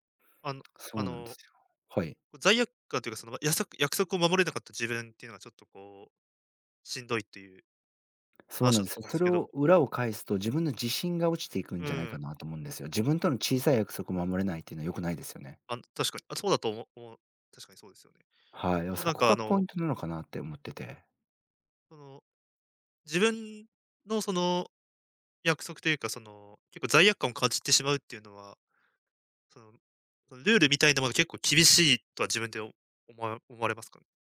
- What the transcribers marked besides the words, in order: none
- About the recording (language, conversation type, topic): Japanese, advice, 外食や飲み会で食べると強い罪悪感を感じてしまうのはなぜですか？